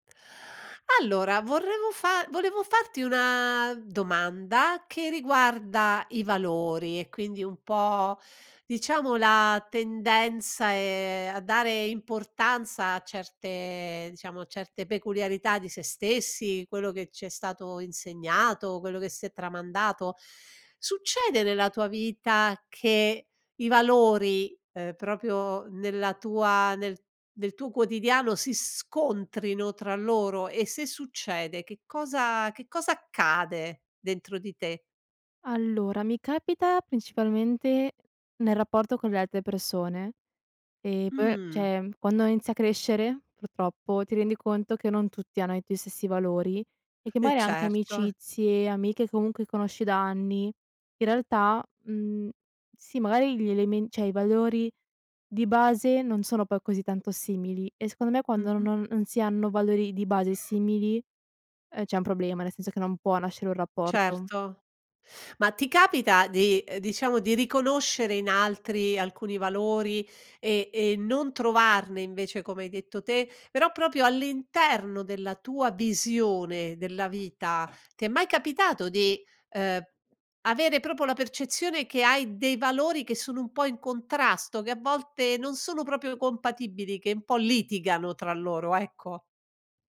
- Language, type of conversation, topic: Italian, podcast, Cosa fai quando i tuoi valori entrano in conflitto tra loro?
- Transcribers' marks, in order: "vorrevo" said as "volevo"; "cioè" said as "ceh"; "magari" said as "maari"; "cioè" said as "ceh"; other animal sound; tapping; laughing while speaking: "ecco"